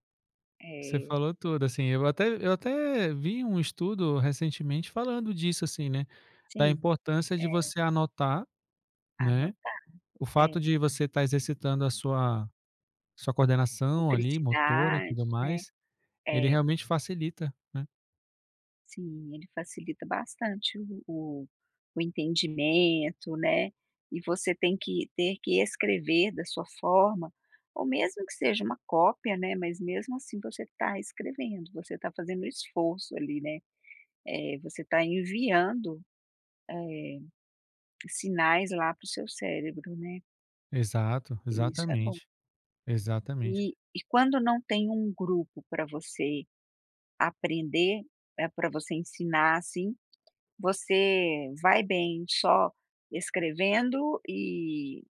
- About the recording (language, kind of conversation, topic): Portuguese, podcast, Como você aprendeu a aprender de verdade?
- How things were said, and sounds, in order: tapping; unintelligible speech